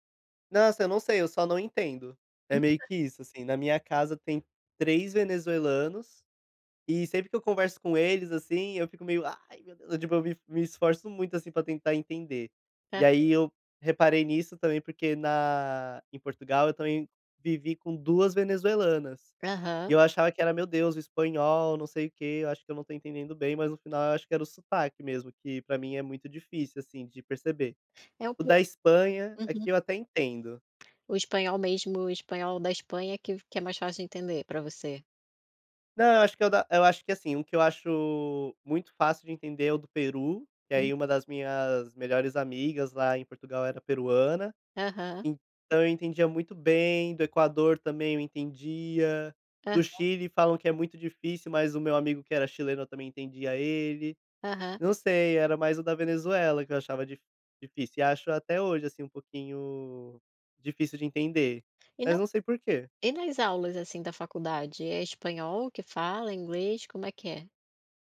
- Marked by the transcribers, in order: other noise; tapping
- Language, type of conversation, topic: Portuguese, podcast, Como você supera o medo da mudança?